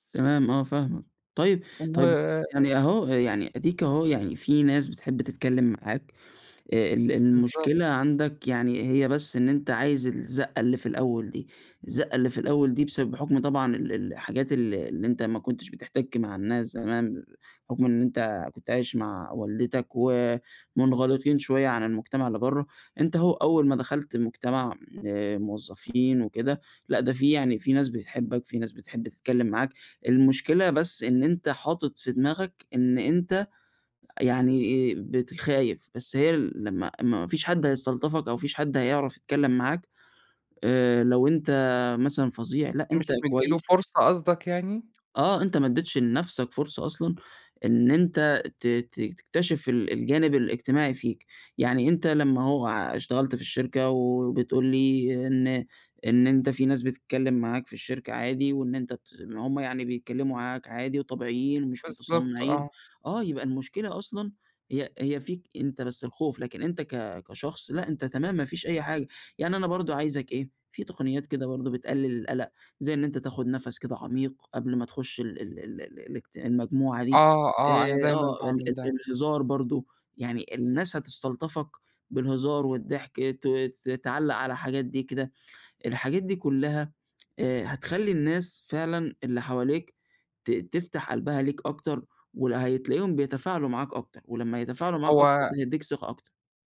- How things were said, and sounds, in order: tapping
- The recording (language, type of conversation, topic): Arabic, advice, إزاي أقدر أوصف قلقي الاجتماعي وخوفي من التفاعل وسط مجموعات؟